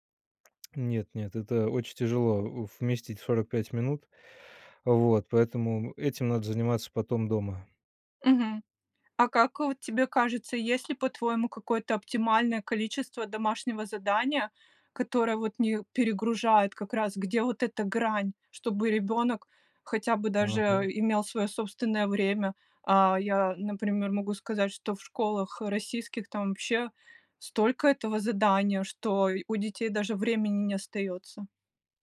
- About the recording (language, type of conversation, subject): Russian, podcast, Что вы думаете о домашних заданиях?
- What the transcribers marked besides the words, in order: tapping; lip smack